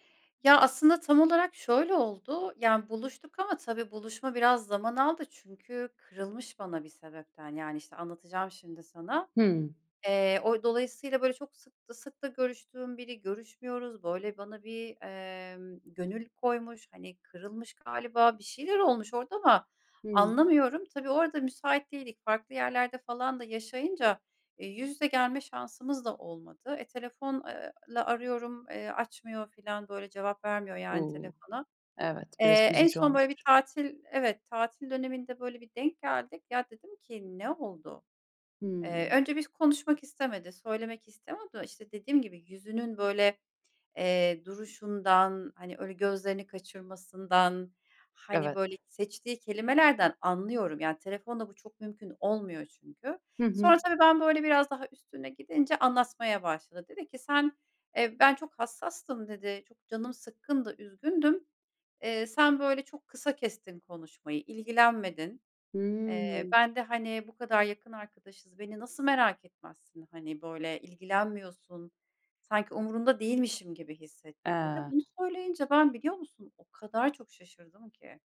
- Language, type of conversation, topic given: Turkish, podcast, Telefonda dinlemekle yüz yüze dinlemek arasında ne fark var?
- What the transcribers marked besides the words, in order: other background noise